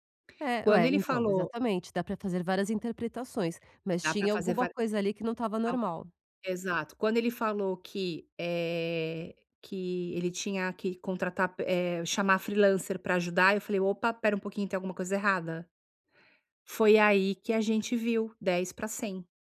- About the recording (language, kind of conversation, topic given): Portuguese, advice, Como posso recuperar a confiança depois de um erro profissional?
- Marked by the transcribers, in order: none